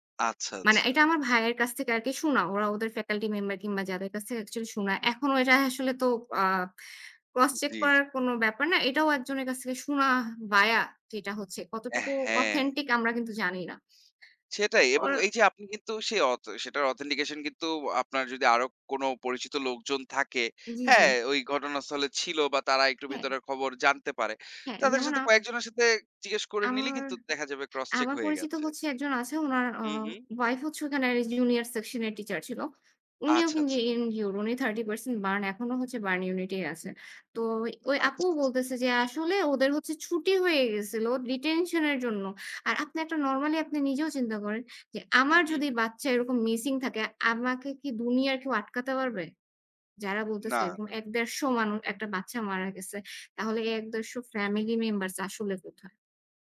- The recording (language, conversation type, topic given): Bengali, unstructured, আপনার মনে হয় ভুয়া খবর আমাদের সমাজকে কীভাবে ক্ষতি করছে?
- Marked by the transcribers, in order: in English: "অথেন্টিক"; in English: "অথেন্টিকেশন"; other background noise; in English: "ডিটেনশন"